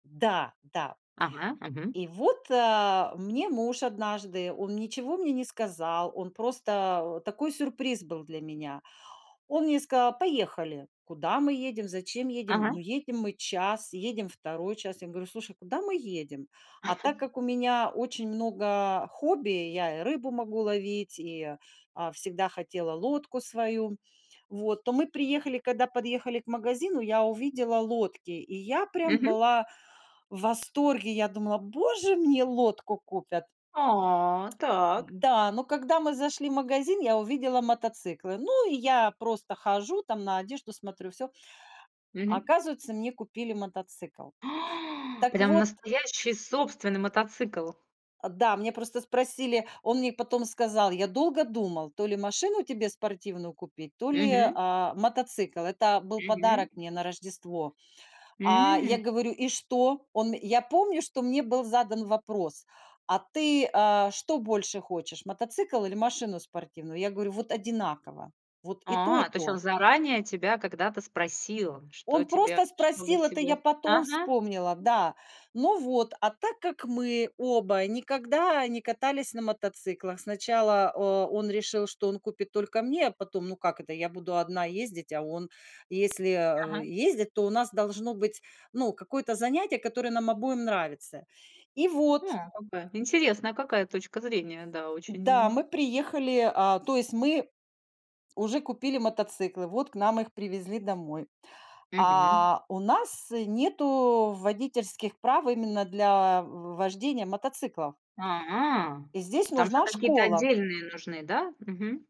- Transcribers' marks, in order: chuckle; tapping; gasp
- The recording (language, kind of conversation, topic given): Russian, podcast, Был ли в вашей жизни момент, когда одна фраза изменила всё?